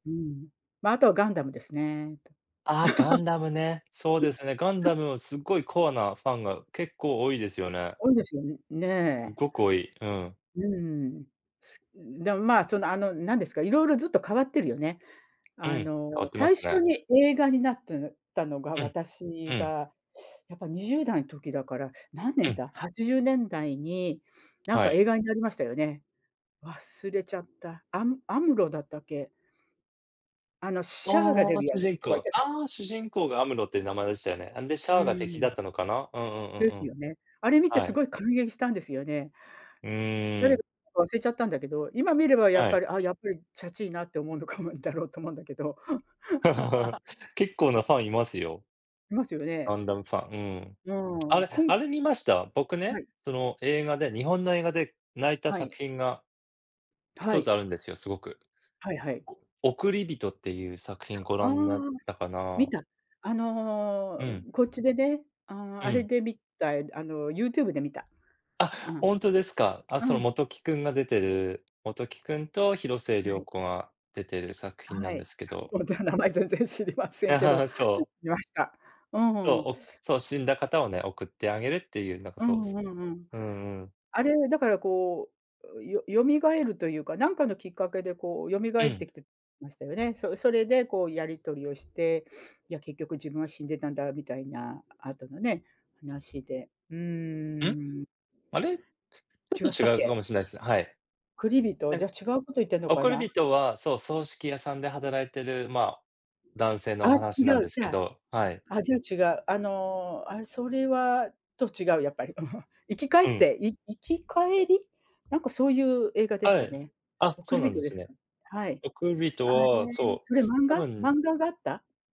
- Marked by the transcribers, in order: chuckle; laughing while speaking: "だろうと 思うんだけど"; other background noise; chuckle; laughing while speaking: "ほんと名前全然知りませんけど"; chuckle
- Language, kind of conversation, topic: Japanese, unstructured, 映画を観て泣いたことはありますか？それはどんな場面でしたか？